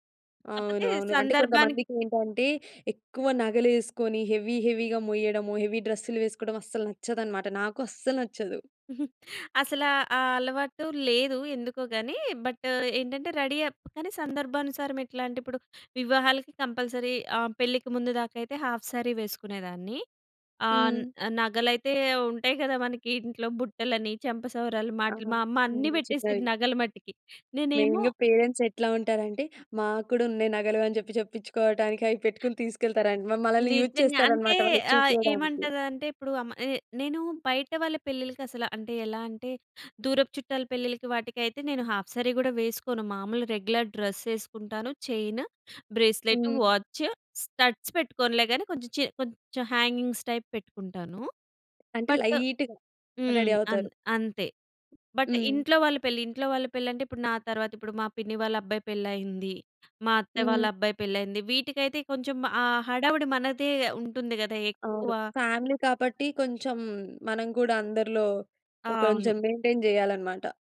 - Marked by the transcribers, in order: in English: "హెవీ హెవీగా"; in English: "హెవీ"; chuckle; in English: "బట్"; in English: "రెడీ"; in English: "కంపల్సరీ"; in English: "హాఫ్ స్యారీ"; tapping; in English: "మెయిన్‌గా పేరెంట్స్"; other background noise; in English: "యూస్"; in English: "హాఫ్ శారీ"; in English: "రెగ్యులర్ డ్రెస్"; in English: "చైన్, బ్రేస్లెట్, వాచ్, స్టడ్స్"; in English: "హ్యాంగింగ్స్ టైప్"; in English: "బట్"; in English: "లైట్‌గా రెడీ"; in English: "బట్"; in English: "ఫ్యామిలీ"; in English: "మెయింటెయిన్"
- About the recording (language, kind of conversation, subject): Telugu, podcast, వివాహ వేడుకల కోసం మీరు ఎలా సిద్ధమవుతారు?